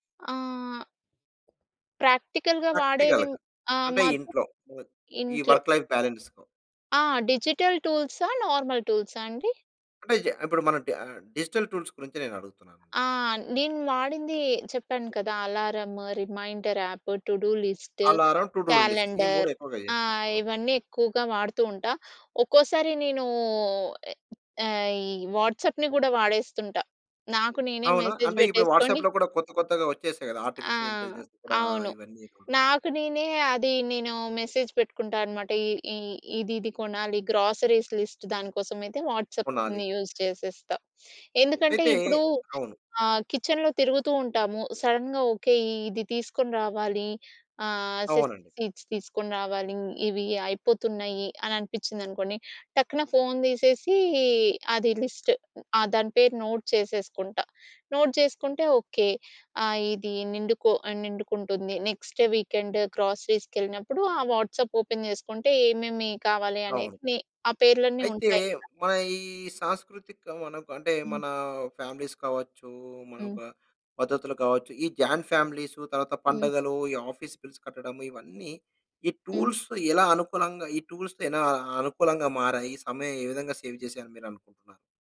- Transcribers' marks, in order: other background noise; in English: "ప్రాక్టికల్‌గా"; in English: "ప్రాక్టికల్‌గా"; in English: "వర్క్ లైఫ్ బాలన్స్‌లో"; in English: "డిజిటల్"; in English: "నార్మల్"; in English: "డిజిటల్ టూల్స్"; in English: "రిమైండర్ యాప్"; in English: "టు డు లిస్ట్"; in English: "క్యాలెండర్"; in English: "వాట్సాప్‌ని"; in English: "మెసేజ్"; in English: "వాట్సాప్‌లో"; in English: "ఆర్టిఫిషియల్ ఇంటెలిజెన్స్"; "కూడాను" said as "కూడనుతో"; in English: "మెసేజ్"; in English: "గ్రోసరీస్ లిస్ట్"; in English: "వాట్సాప్‌ని యూజ్"; sniff; in English: "కిచెన్‌లో"; in English: "సడెన్‌గా"; in English: "సెసమీ సీడ్స్"; in English: "లిస్ట్"; in English: "నోట్"; in English: "నోట్"; in English: "నెక్స్ట్ వీకెండ్"; in English: "వాట్సాప్ ఓపెన్"; in English: "ఫ్యామిలీస్"; in English: "జాయింట్"; in English: "ఆఫీస్ బిల్స్"; in English: "టూల్స్"; in English: "టూల్స్"; in English: "సేవ్"
- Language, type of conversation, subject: Telugu, podcast, వర్క్-లైఫ్ బ్యాలెన్స్ కోసం డిజిటల్ టూల్స్ ఎలా సహాయ పడతాయి?